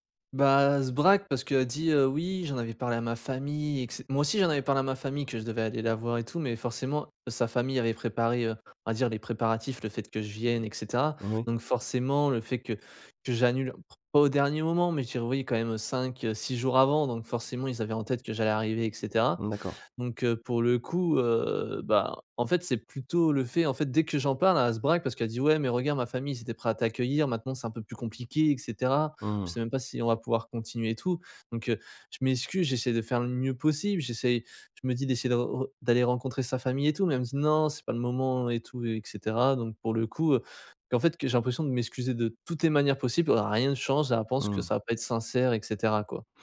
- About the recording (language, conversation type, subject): French, advice, Comment puis-je m’excuser sincèrement après une dispute ?
- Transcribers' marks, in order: none